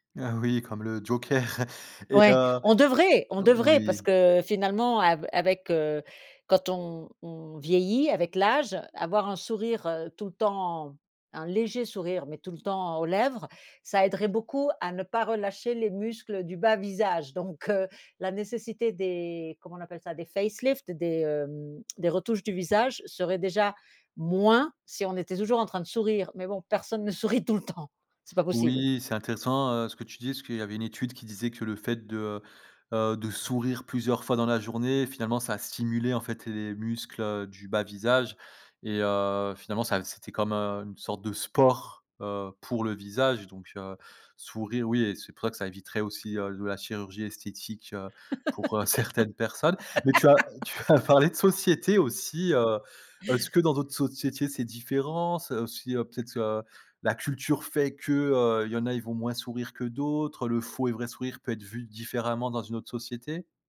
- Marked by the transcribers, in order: laughing while speaking: "joker"; stressed: "devrait"; laughing while speaking: "heu"; put-on voice: "facelift"; stressed: "moins"; laughing while speaking: "sourit tout le temps"; stressed: "sport"; laugh; laughing while speaking: "certaines"; laughing while speaking: "tu as"
- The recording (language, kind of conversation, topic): French, podcast, Comment distinguer un vrai sourire d’un sourire forcé ?